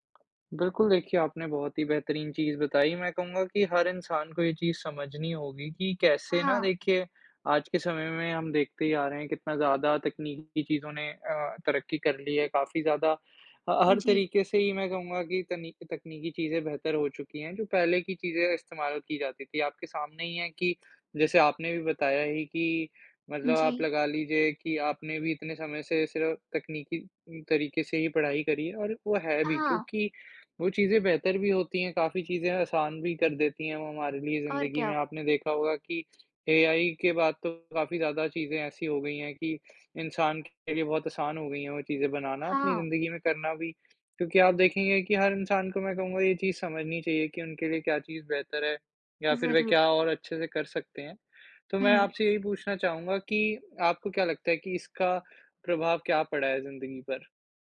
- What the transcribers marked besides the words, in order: tapping; other background noise
- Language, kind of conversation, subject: Hindi, unstructured, तकनीक ने आपकी पढ़ाई पर किस तरह असर डाला है?